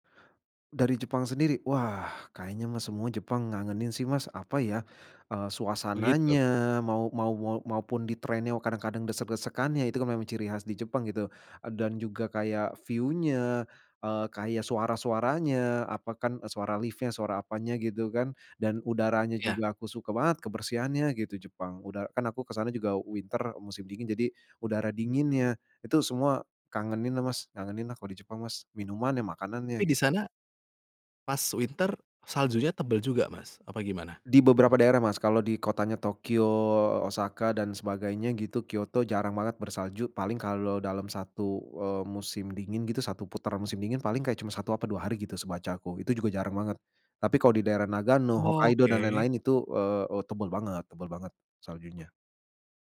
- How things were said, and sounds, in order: in English: "train-nya"; in English: "view-nya"; in English: "lift-nya"; in English: "winter"; in English: "winter"
- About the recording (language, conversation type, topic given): Indonesian, podcast, Pernahkah kamu mengambil keputusan spontan saat bepergian? Ceritakan, dong?